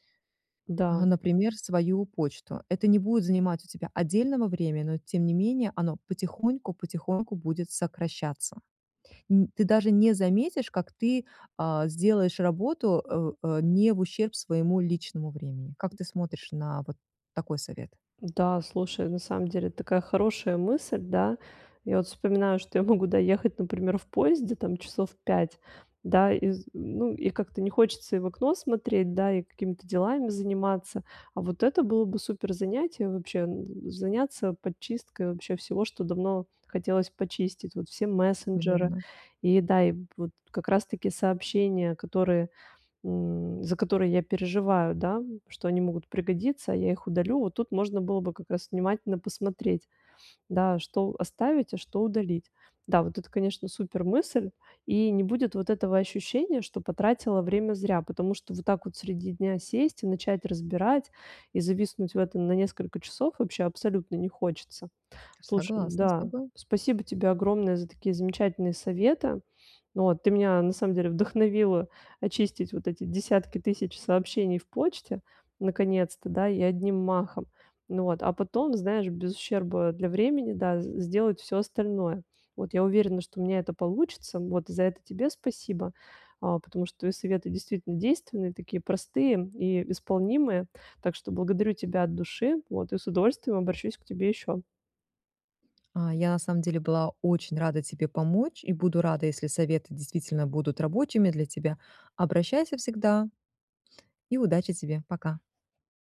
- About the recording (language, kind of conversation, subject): Russian, advice, Как мне сохранять спокойствие при информационной перегрузке?
- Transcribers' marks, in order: tapping